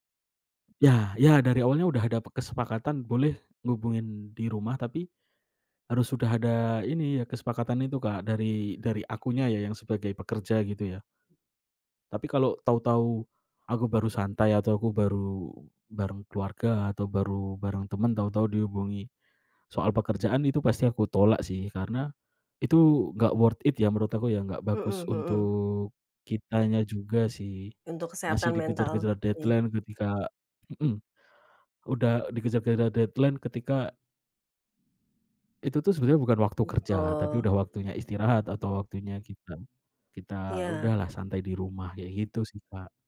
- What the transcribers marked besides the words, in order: other background noise; in English: "worth it"; in English: "deadline"; in English: "deadline"
- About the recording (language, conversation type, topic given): Indonesian, podcast, Apa yang Anda lakukan untuk menjaga kesehatan mental saat bekerja?